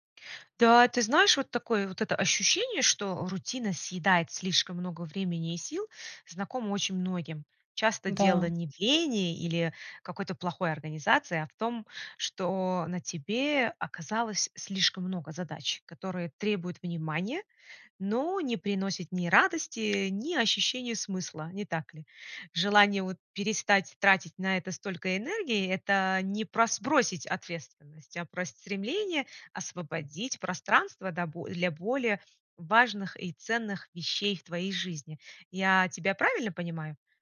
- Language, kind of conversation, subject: Russian, advice, Как перестать тратить время на рутинные задачи и научиться их делегировать?
- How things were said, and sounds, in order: other background noise